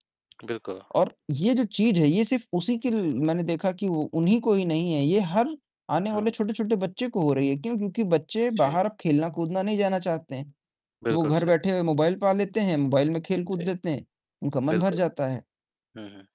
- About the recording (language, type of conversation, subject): Hindi, unstructured, क्या मोटापा आज के समय की सबसे बड़ी स्वास्थ्य चुनौती है?
- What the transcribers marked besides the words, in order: static; tapping; distorted speech